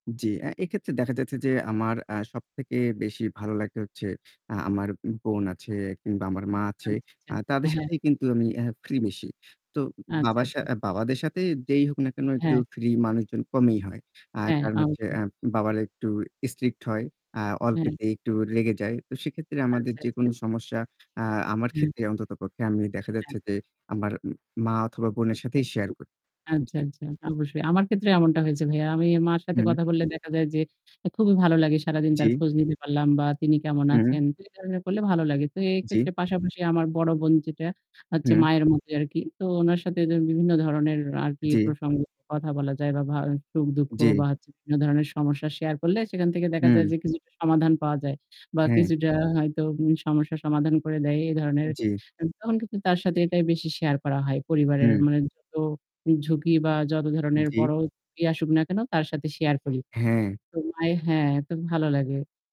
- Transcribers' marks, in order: static; distorted speech
- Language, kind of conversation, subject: Bengali, unstructured, বন্ধু বা পরিবারের সঙ্গে কথা বললে আপনার মন কীভাবে ভালো হয়?
- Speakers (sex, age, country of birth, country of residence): female, 30-34, Bangladesh, Bangladesh; male, 25-29, Bangladesh, Bangladesh